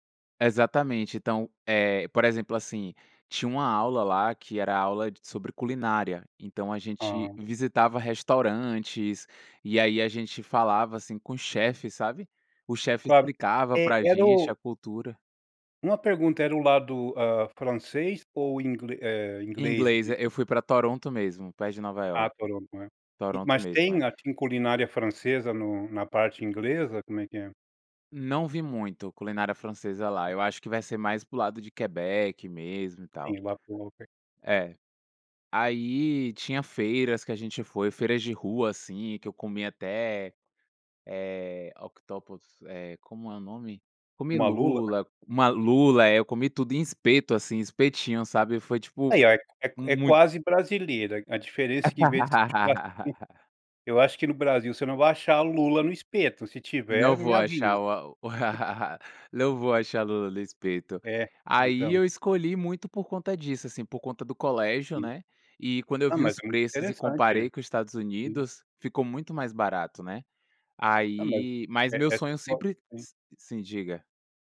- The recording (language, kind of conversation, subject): Portuguese, podcast, Como uma experiência de viagem mudou a sua forma de ver outra cultura?
- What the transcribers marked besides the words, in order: other background noise; tapping; laugh; laugh; chuckle